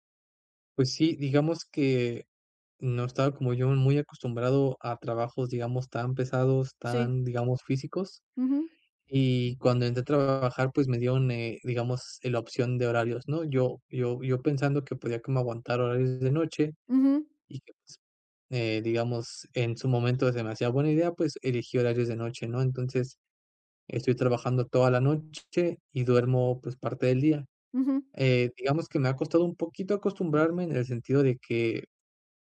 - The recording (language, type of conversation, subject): Spanish, advice, ¿Por qué no tengo energía para actividades que antes disfrutaba?
- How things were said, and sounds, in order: none